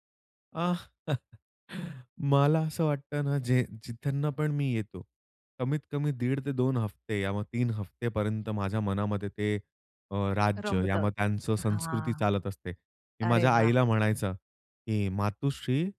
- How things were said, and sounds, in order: chuckle; "जिथून" said as "जिथंलनं"; tapping; "मातोश्री" said as "मातुश्री"
- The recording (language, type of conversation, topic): Marathi, podcast, प्रवासात वेगळी संस्कृती अनुभवताना तुम्हाला कसं वाटलं?